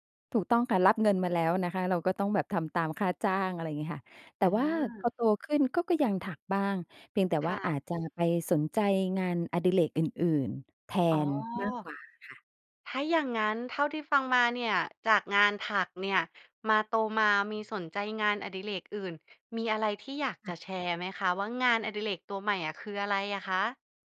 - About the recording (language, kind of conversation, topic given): Thai, podcast, งานอดิเรกที่คุณหลงใหลมากที่สุดคืออะไร และเล่าให้ฟังหน่อยได้ไหม?
- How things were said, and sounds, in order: none